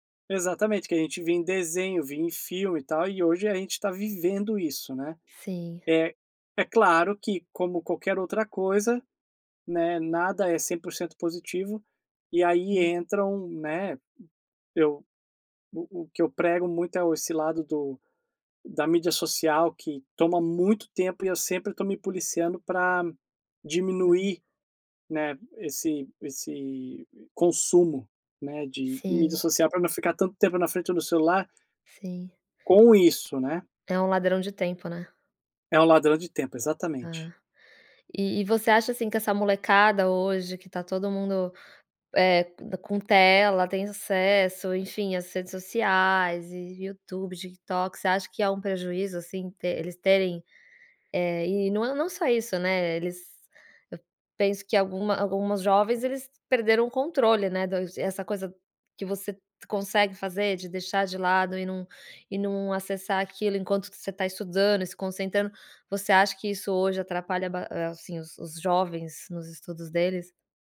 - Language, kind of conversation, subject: Portuguese, podcast, Como o celular te ajuda ou te atrapalha nos estudos?
- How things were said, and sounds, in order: none